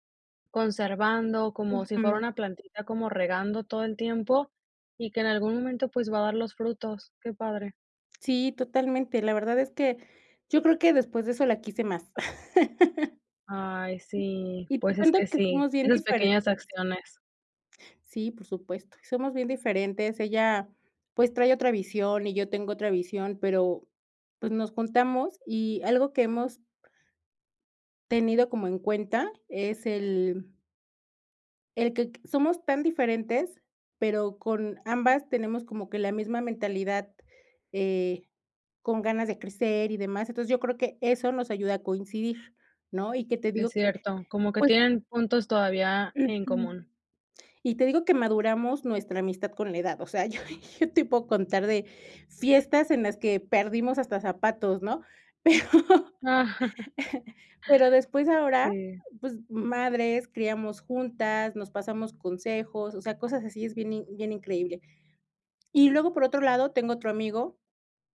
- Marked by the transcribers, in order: laugh; laughing while speaking: "yo yo te"; laughing while speaking: "Pero"; chuckle
- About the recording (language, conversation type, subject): Spanish, podcast, ¿Cómo creas redes útiles sin saturarte de compromisos?